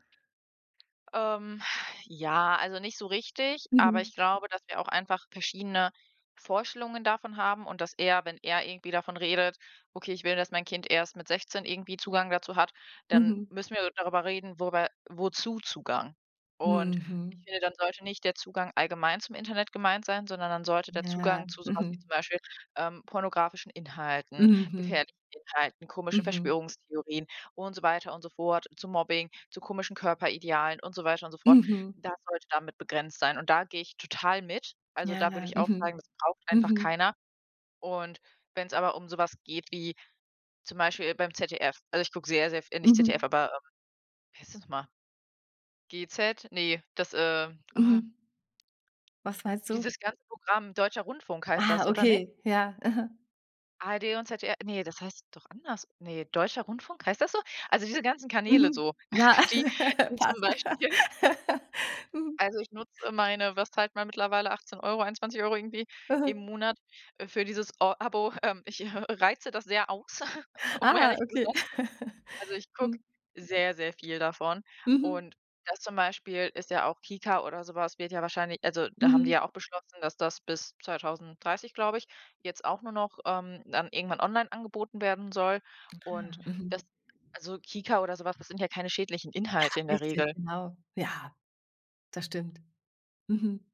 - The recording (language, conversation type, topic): German, podcast, Wie sprichst du mit Kindern über Bildschirmzeit?
- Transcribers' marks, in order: other background noise; chuckle; laugh; laughing while speaking: "Ähm"; laughing while speaking: "äh"; chuckle; laughing while speaking: "um ehrlich"; chuckle